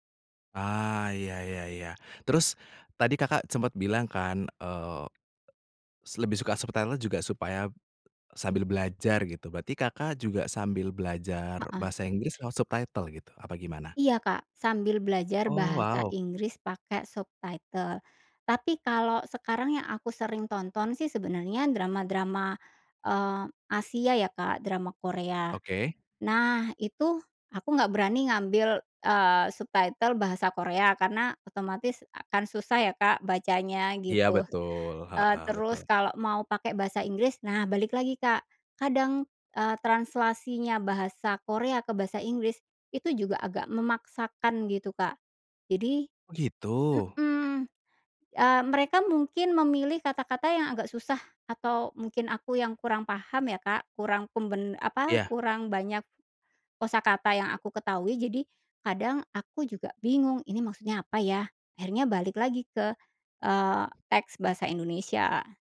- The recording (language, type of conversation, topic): Indonesian, podcast, Apa pendapatmu tentang sulih suara dan takarir, dan mana yang kamu pilih?
- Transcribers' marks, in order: in English: "subtitle"; in English: "subtitle"; in English: "subtitle"; in English: "subtitle"